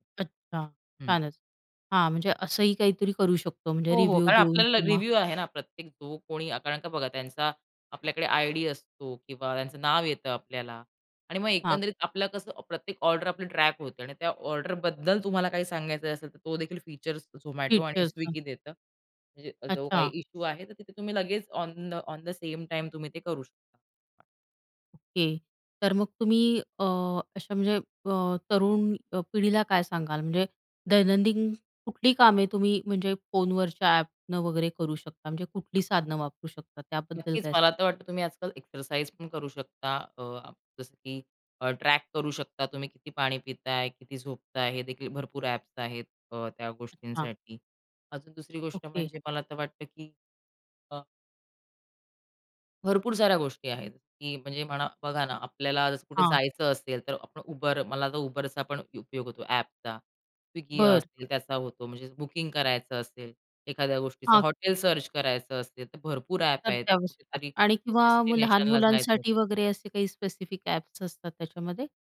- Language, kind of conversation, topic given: Marathi, podcast, दैनिक कामांसाठी फोनवर कोणते साधन तुम्हाला उपयोगी वाटते?
- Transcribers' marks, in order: in English: "रिव्ह्यू"; in English: "रिव्ह्यू"; other background noise; in English: "ऑन द ऑन द सेम टाईम"; in English: "सर्च"; in English: "डेस्टिनेशनला"